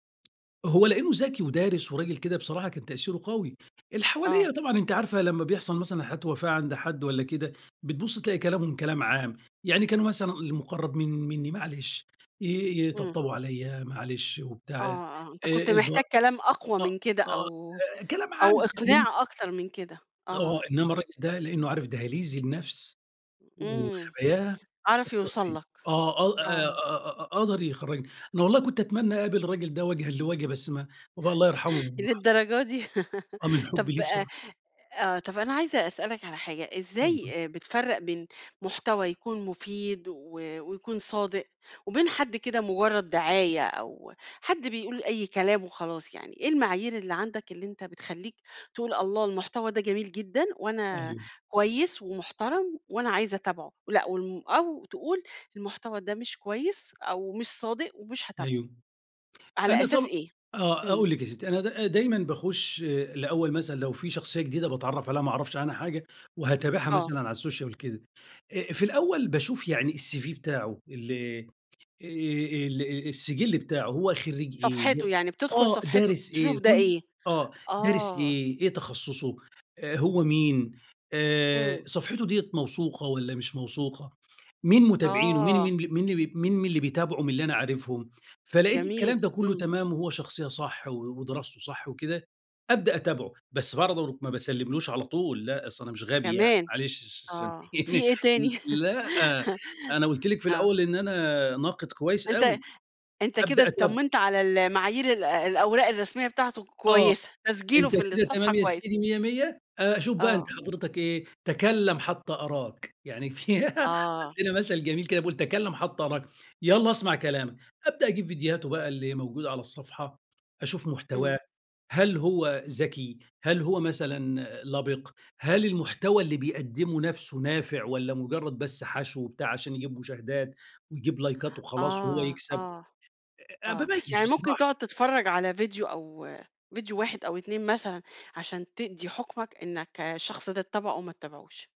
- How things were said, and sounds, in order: unintelligible speech; laughing while speaking: "للدرجة دي!"; laugh; in English: "السوشيال"; in English: "الCV"; tapping; laughing while speaking: "سامحيني"; laugh; laughing while speaking: "في"; giggle; in English: "لايكات"
- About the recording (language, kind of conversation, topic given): Arabic, podcast, ليه بتتابع ناس مؤثرين على السوشيال ميديا؟